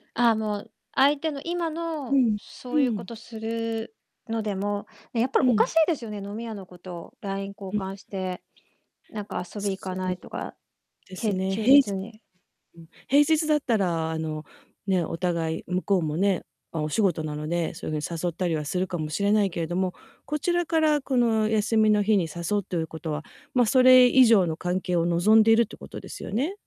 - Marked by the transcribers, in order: distorted speech
- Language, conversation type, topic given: Japanese, advice, パートナーの浮気を疑って不安なのですが、どうすればよいですか？